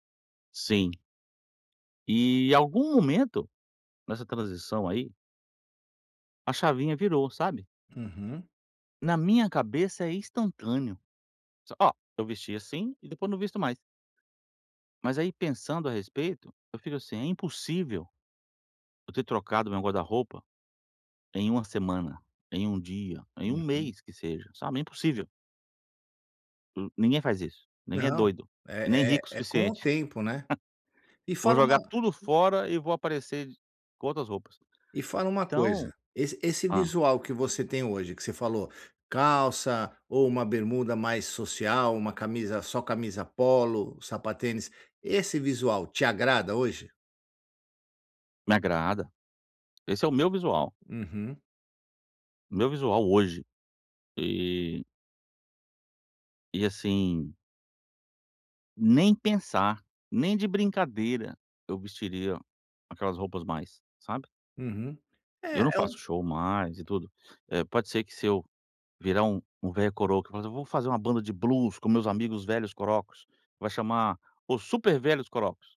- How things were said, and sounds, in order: laugh; other background noise
- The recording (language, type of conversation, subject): Portuguese, advice, Como posso resistir à pressão social para seguir modismos?